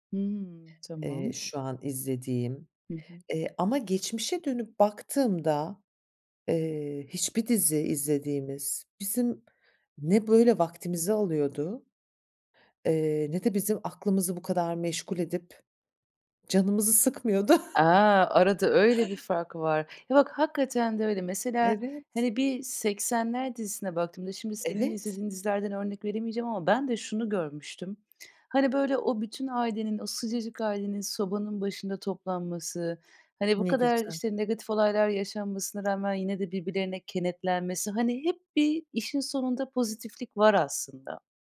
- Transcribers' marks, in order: laughing while speaking: "sıkmıyordu"; tapping; lip smack
- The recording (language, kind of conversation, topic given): Turkish, podcast, Nostalji neden bu kadar insanı cezbediyor, ne diyorsun?